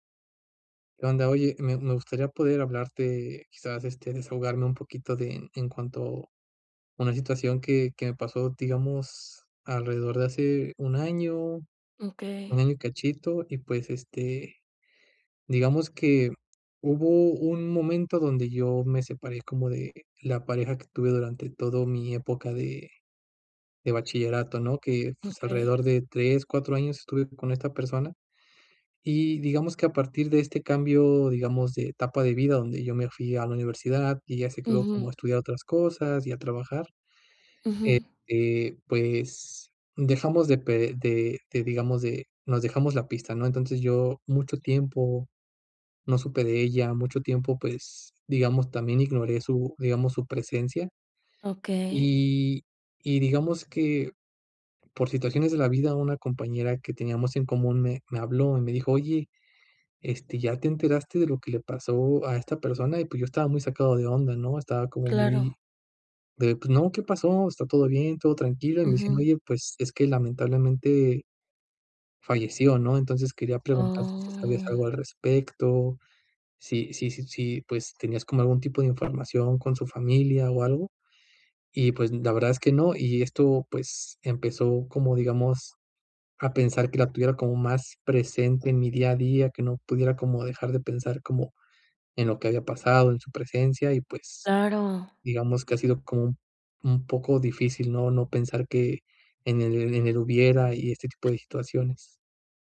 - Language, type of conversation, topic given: Spanish, advice, ¿Cómo me afecta pensar en mi ex todo el día y qué puedo hacer para dejar de hacerlo?
- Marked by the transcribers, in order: drawn out: "Oh"; other background noise